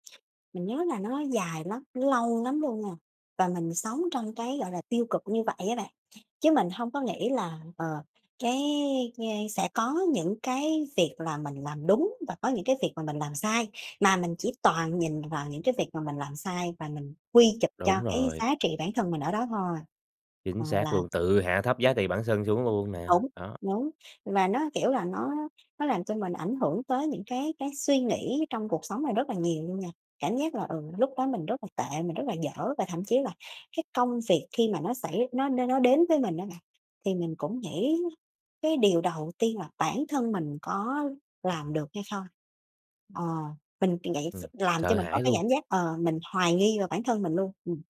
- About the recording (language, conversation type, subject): Vietnamese, podcast, Bạn thường đối xử với bản thân như thế nào khi mắc sai lầm?
- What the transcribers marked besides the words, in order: tapping; unintelligible speech; background speech; other background noise; unintelligible speech